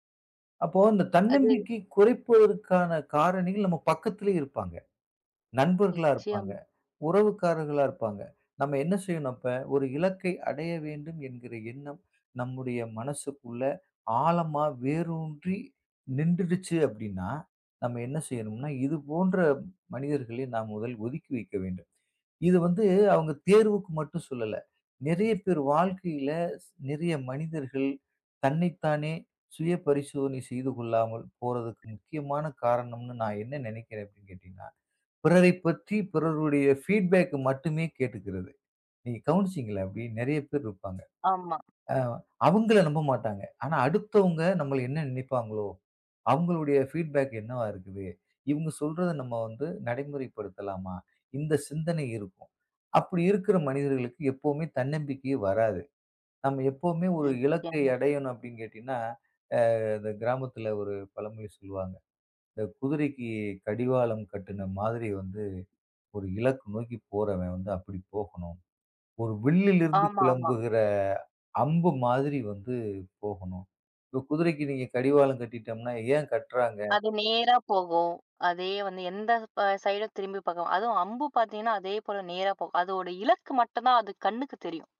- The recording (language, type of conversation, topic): Tamil, podcast, தன்னம்பிக்கை குறையும் போது அதை எப்படி மீண்டும் கட்டியெழுப்புவீர்கள்?
- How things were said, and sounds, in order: in English: "பீட்பேக்"; in English: "பீட்பேக்"; drawn out: "அ"; drawn out: "கிளம்புகிற"; drawn out: "நேரா"; in English: "சைடு"